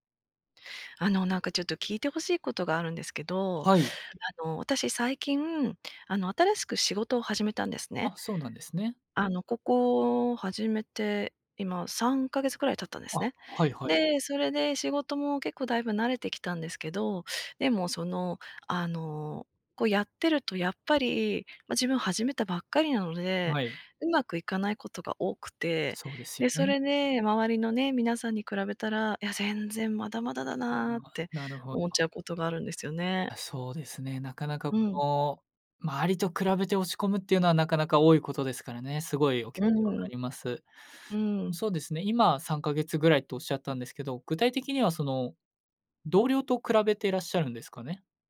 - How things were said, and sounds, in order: other background noise
- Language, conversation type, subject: Japanese, advice, 同僚と比べて自分には価値がないと感じてしまうのはなぜですか？